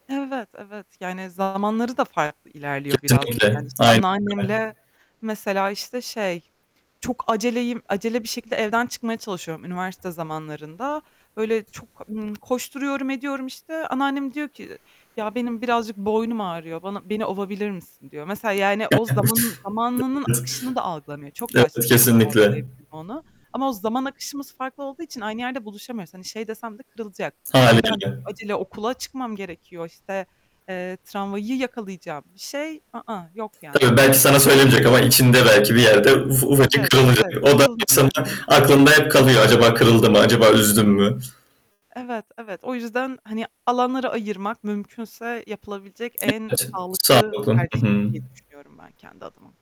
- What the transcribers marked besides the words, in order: distorted speech; static; other background noise; tapping; unintelligible speech; unintelligible speech
- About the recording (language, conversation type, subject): Turkish, podcast, Farklı kuşaklarla aynı evde yaşamak nasıl gidiyor?